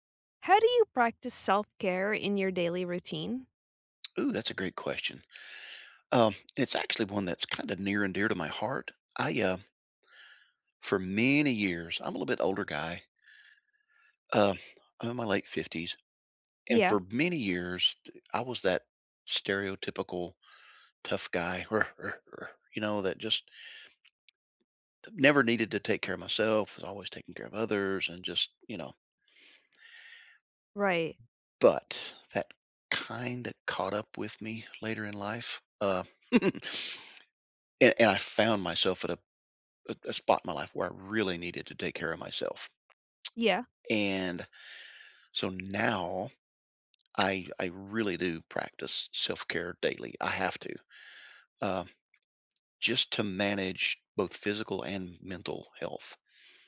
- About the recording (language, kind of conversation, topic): English, unstructured, How do you practice self-care in your daily routine?
- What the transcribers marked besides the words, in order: other noise; tapping; laugh; tsk